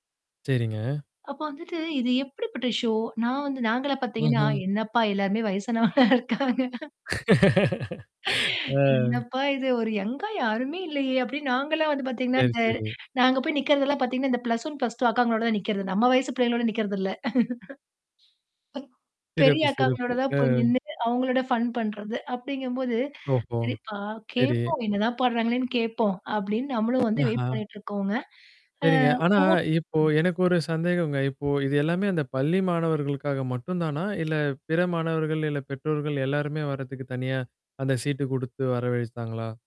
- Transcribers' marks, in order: static; in English: "ஷோ"; laughing while speaking: "வயசானவங்களா இருக்காங்க"; laugh; laughing while speaking: "ஆ"; laughing while speaking: "என்னப்பா இது ஒரு யங்கா யாருமே இல்லையே"; other noise; in English: "யங்கா"; distorted speech; in English: "ப்ளஸ் ஒன் ப்ளஸ் டூ"; laugh; unintelligible speech; in English: "ஃபன்"; in English: "வெயிட்"
- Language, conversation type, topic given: Tamil, podcast, கச்சேரி தொடங்குவதற்கு முன் உங்கள் எதிர்பார்ப்புகள் எப்படியிருந்தன, கச்சேரி முடிவில் அவை எப்படியிருந்தன?